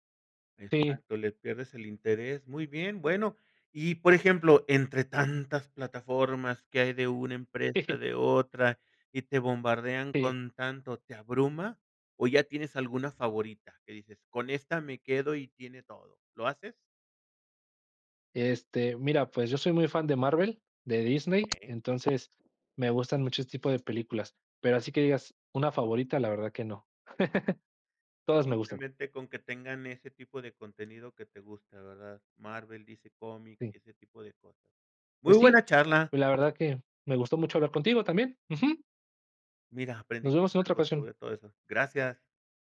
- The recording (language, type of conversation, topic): Spanish, podcast, ¿Cómo eliges qué ver en plataformas de streaming?
- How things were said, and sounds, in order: tapping; laughing while speaking: "Sí"; chuckle